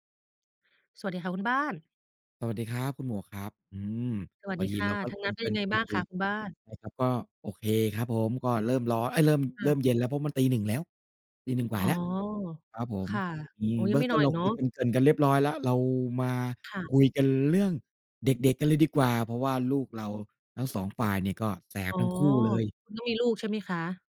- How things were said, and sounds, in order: other background noise; background speech
- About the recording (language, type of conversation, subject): Thai, unstructured, เด็กๆ ควรเรียนรู้อะไรเกี่ยวกับวัฒนธรรมของตนเอง?